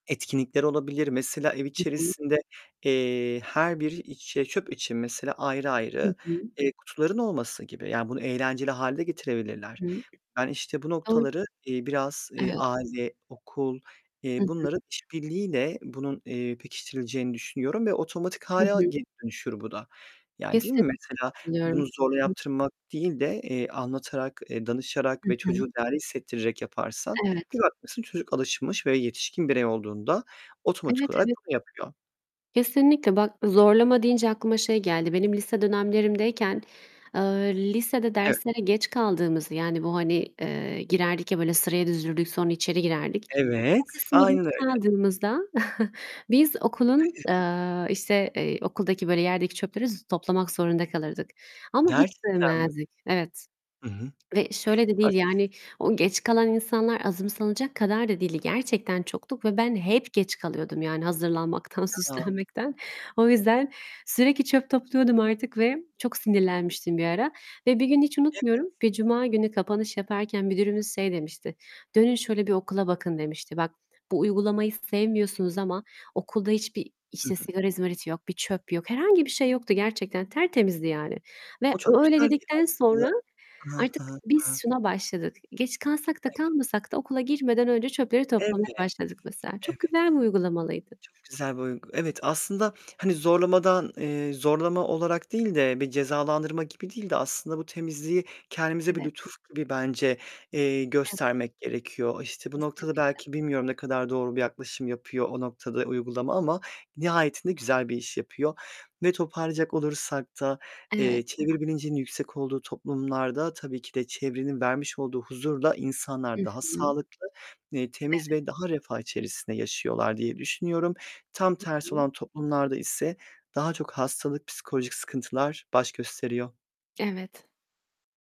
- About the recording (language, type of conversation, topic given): Turkish, unstructured, Çevre bilinci toplum yaşamını nasıl etkiler?
- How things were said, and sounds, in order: distorted speech; other background noise; static; "hâle" said as "hâlâ"; unintelligible speech; tapping; chuckle; laughing while speaking: "süslenmekten"